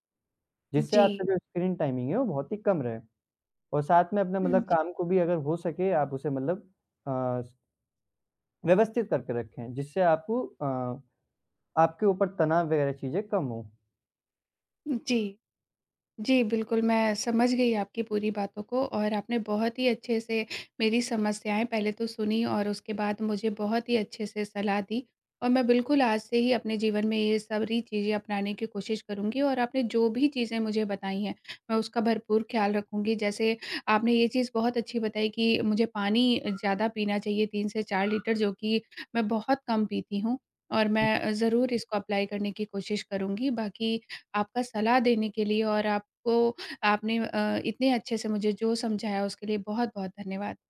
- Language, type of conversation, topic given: Hindi, advice, दिनभर मेरी ऊर्जा में उतार-चढ़ाव होता रहता है, मैं इसे कैसे नियंत्रित करूँ?
- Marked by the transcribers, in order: in English: "स्क्रीन टाइमिंग"; other background noise; tapping; bird; other noise; in English: "अप्लाई"